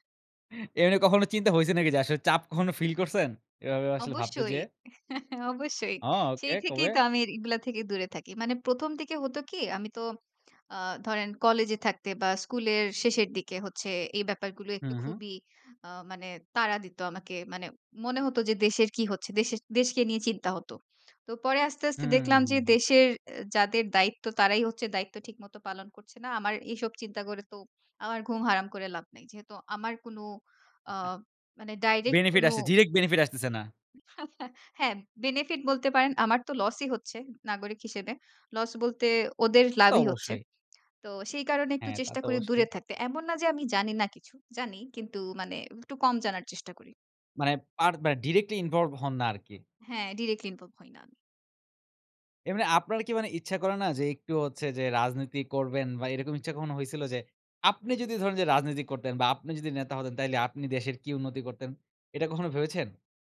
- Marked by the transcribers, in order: laughing while speaking: "এমনি কখনো চিন্তা হইছে নাকি … আসলে ভাবতে যেয়ে?"; chuckle; chuckle; in English: "directly involve"; in English: "directly involve"; scoff
- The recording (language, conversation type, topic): Bengali, podcast, মিমগুলো কীভাবে রাজনীতি ও মানুষের মানসিকতা বদলে দেয় বলে তুমি মনে করো?